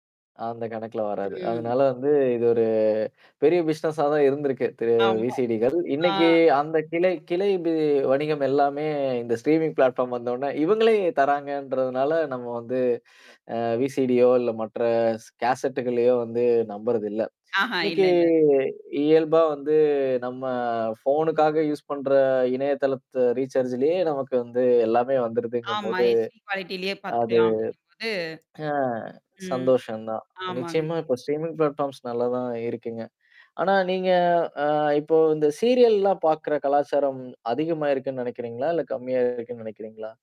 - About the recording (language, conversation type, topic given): Tamil, podcast, திரைப்படங்களைத் திரையரங்கில் பார்க்கலாமா, இல்லையெனில் வீட்டிலேயே இணைய வழிப் பார்வை போதுமா?
- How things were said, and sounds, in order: in English: "பிசினஸா"; distorted speech; in English: "விசிடிகள்"; in English: "ஸ்ட்ரீமிங் பிளாட்ஃபார்ம்"; in English: "விசிடியோ"; in English: "கேசட்டு்களையோ"; in English: "யூஸ்"; swallow; in English: "எச்சிடி குவாலிட்டிலயே"; in English: "ஸ்ட்ரீமிங் பிளாடஃபார்ம்ஸ்"; in English: "சீரியல்லாம்"; tapping